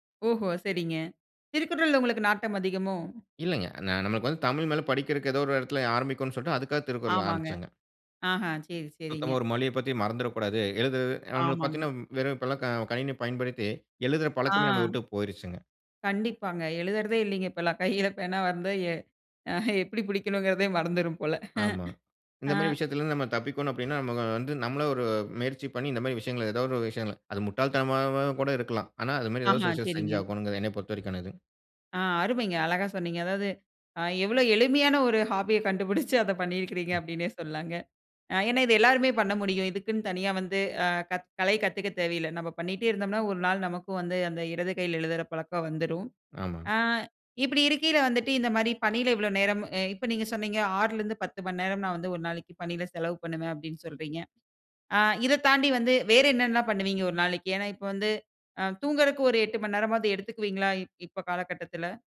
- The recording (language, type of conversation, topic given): Tamil, podcast, பணி நேரமும் தனிப்பட்ட நேரமும் பாதிக்காமல், எப்போதும் அணுகக்கூடியவராக இருக்க வேண்டிய எதிர்பார்ப்பை எப்படி சமநிலைப்படுத்தலாம்?
- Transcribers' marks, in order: drawn out: "அ"; chuckle; chuckle; in English: "ஹாபிய"; other noise